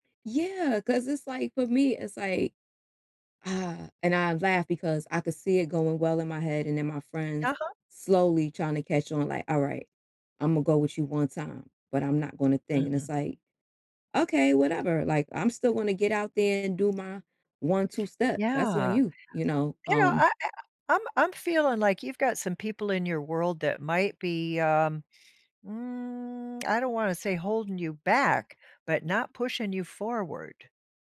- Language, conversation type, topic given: English, advice, How can I discover new hobbies that actually keep me interested?
- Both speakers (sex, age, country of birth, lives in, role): female, 40-44, United States, United States, user; female, 65-69, United States, United States, advisor
- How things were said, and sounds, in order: drawn out: "mm"